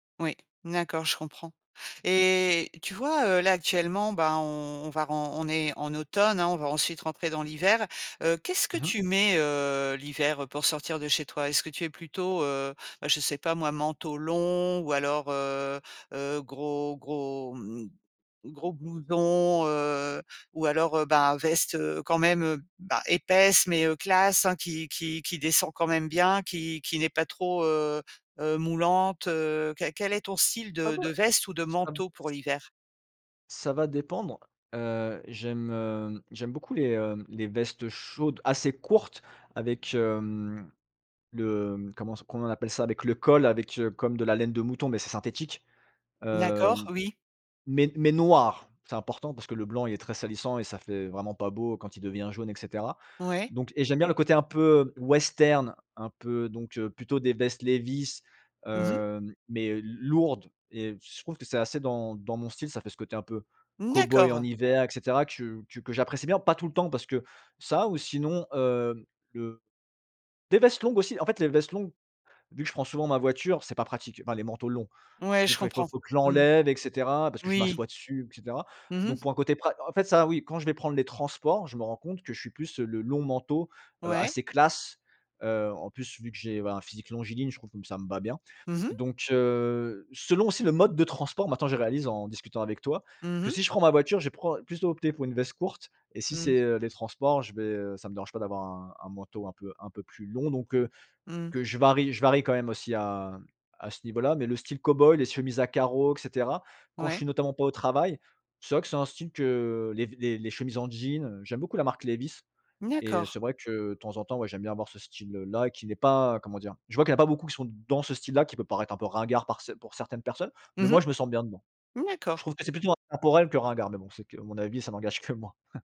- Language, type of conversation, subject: French, podcast, Comment trouves-tu l’inspiration pour t’habiller chaque matin ?
- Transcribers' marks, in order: laughing while speaking: "que moi"; chuckle